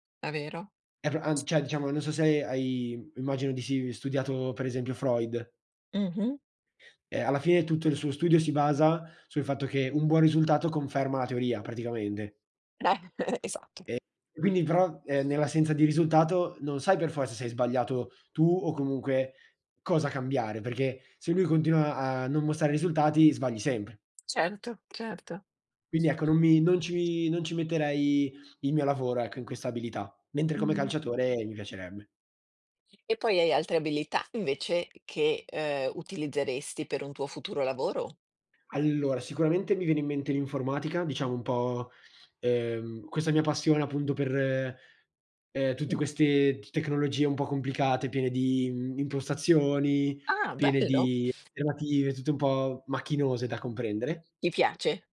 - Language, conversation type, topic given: Italian, unstructured, Qual è stato il momento più soddisfacente in cui hai messo in pratica una tua abilità?
- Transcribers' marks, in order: other background noise; "cioè" said as "ceh"; chuckle